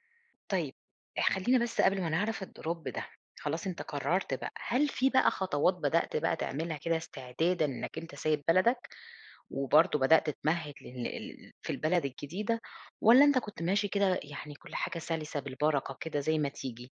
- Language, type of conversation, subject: Arabic, podcast, إزاي كانت تجربتك في السفر والعيش في بلد تانية؟
- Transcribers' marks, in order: in English: "الdrop"